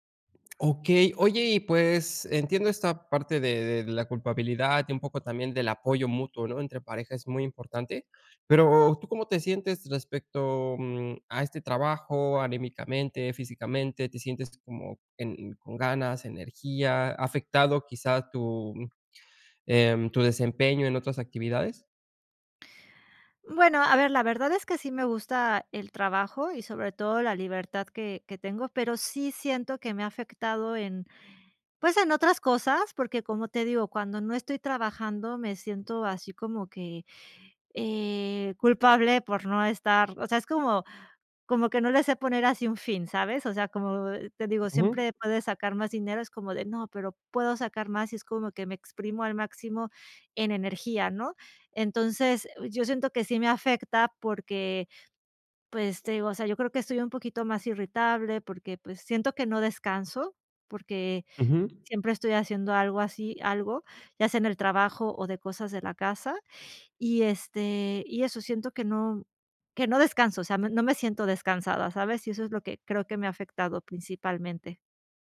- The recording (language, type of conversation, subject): Spanish, advice, ¿Cómo puedo tomarme pausas de ocio sin sentir culpa ni juzgarme?
- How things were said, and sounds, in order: none